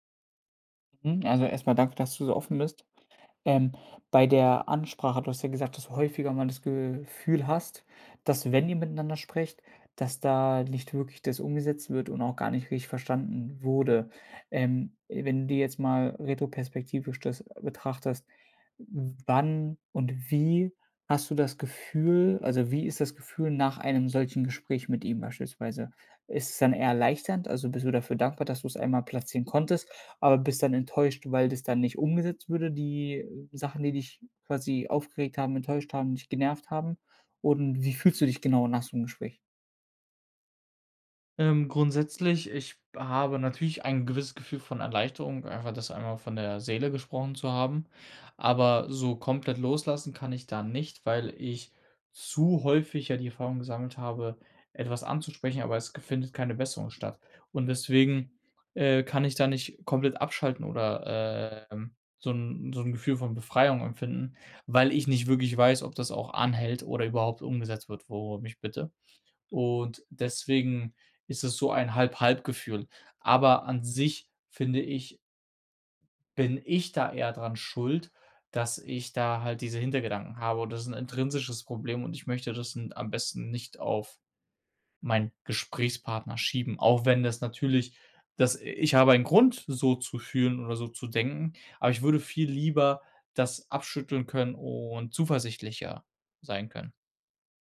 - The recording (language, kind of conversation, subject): German, advice, Wie kann ich das Schweigen in einer wichtigen Beziehung brechen und meine Gefühle offen ausdrücken?
- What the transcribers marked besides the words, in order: other background noise; tapping; stressed: "ich"